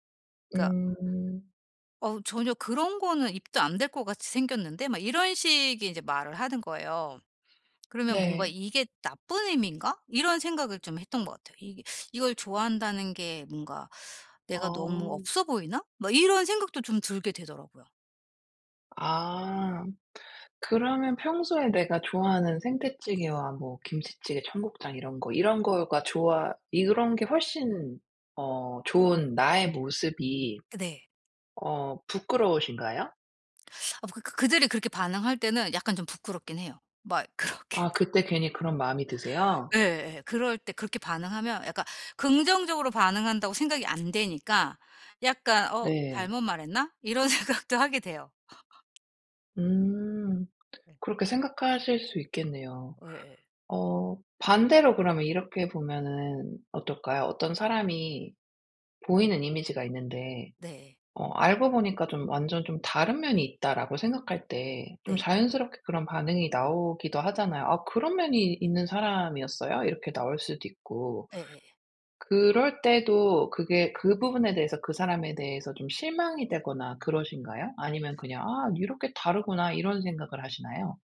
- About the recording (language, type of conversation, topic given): Korean, advice, 남들이 기대하는 모습과 제 진짜 욕구를 어떻게 조율할 수 있을까요?
- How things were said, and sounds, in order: teeth sucking; laughing while speaking: "그렇게"; other background noise; laughing while speaking: "생각도 하게 돼요"; laugh; tsk